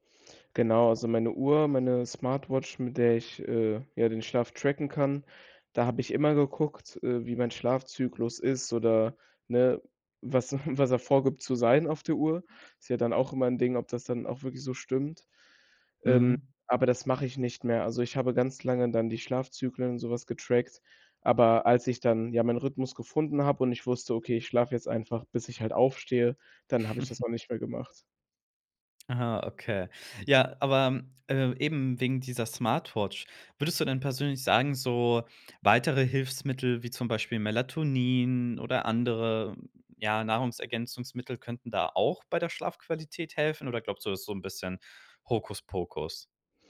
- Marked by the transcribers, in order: chuckle; chuckle; other background noise
- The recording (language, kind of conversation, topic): German, podcast, Welche Rolle spielt Schlaf für dein Wohlbefinden?